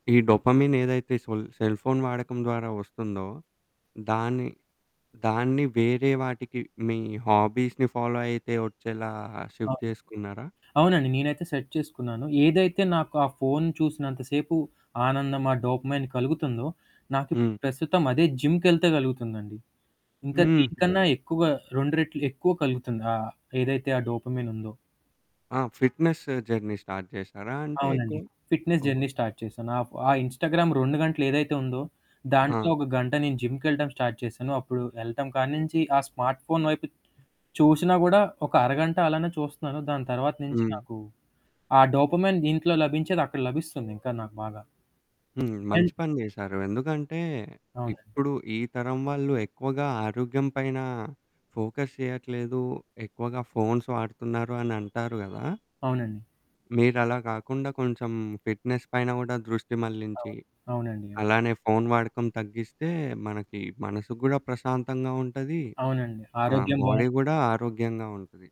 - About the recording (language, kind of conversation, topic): Telugu, podcast, స్మార్ట్‌ఫోన్ లేకుండా మీరు ఒక రోజు ఎలా గడుపుతారు?
- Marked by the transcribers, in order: in English: "డోపమిన్"; in English: "సెల్ ఫోన్"; in English: "హాబీస్‌ని ఫాలో"; in English: "షిఫ్ట్"; static; in English: "సెట్"; in English: "డోపమైన్"; in English: "డోపమైన్"; other background noise; in English: "ఫిట్‌నెస్ జర్నీ స్టార్ట్"; in English: "ఫిట్‌నెస్ జర్నీ స్టార్ట్"; in English: "ఇన్‌స్టాగ్రామ్"; in English: "స్టార్ట్"; in English: "స్మార్ట్‌ఫోన్"; in English: "డోపమైన్"; in English: "ఫోకస్"; in English: "ఫోన్స్"; horn; in English: "ఫిట్‌నెస్"; in English: "బాడీ"